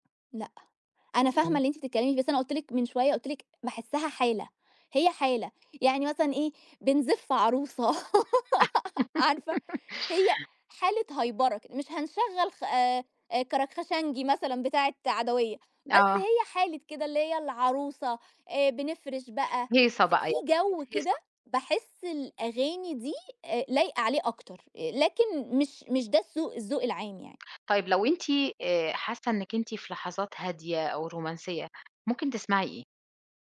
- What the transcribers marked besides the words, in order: tapping; giggle; laughing while speaking: "عارفة"; in English: "هيبرة"; unintelligible speech
- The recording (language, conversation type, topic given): Arabic, podcast, إزاي السوشال ميديا غيّرت طريقة اكتشافك للموسيقى؟